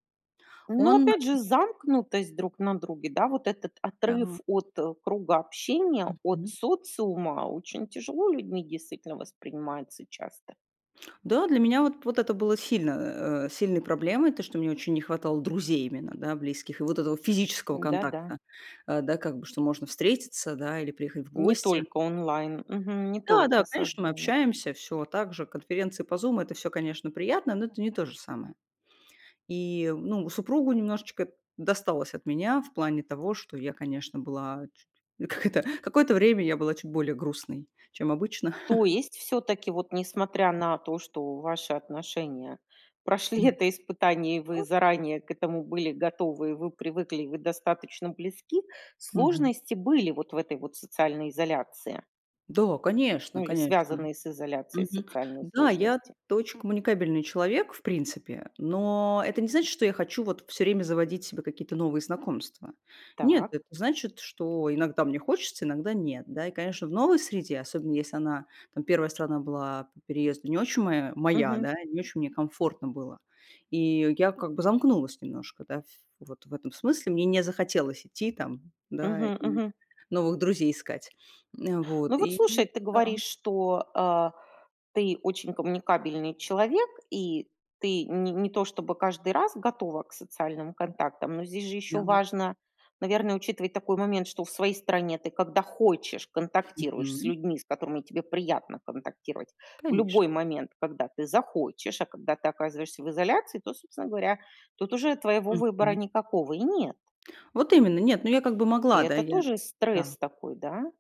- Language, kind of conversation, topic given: Russian, podcast, Как миграция или переезды повлияли на вашу семейную идентичность?
- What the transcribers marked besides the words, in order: laughing while speaking: "как это"; chuckle; laughing while speaking: "прошли"